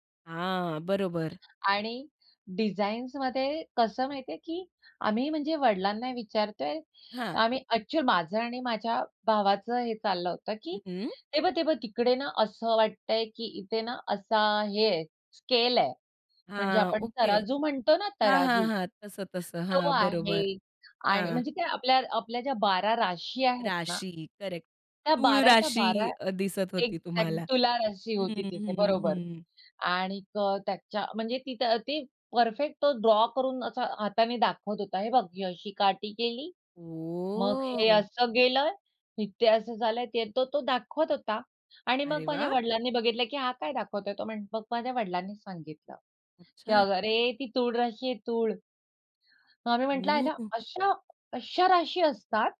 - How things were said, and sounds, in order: other background noise; in English: "ऍक्च्युअली"; in English: "स्केल"; in English: "करेक्ट"; in English: "परफेक्ट"; in English: "ड्रॉ"; drawn out: "ओ"; surprised: "आईला अशा, अशा राशी असतात?"
- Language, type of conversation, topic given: Marathi, podcast, ताऱ्यांनी भरलेलं आकाश पाहिल्यावर तुम्हाला कसं वाटतं?